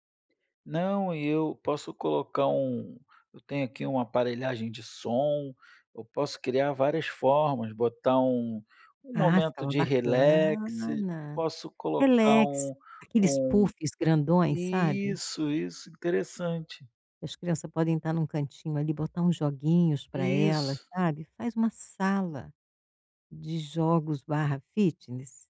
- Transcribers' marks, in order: other background noise; in English: "Relax"; in English: "relax"; in English: "fitness"
- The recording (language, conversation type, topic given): Portuguese, advice, Como posso mudar meu ambiente para estimular ideias mais criativas?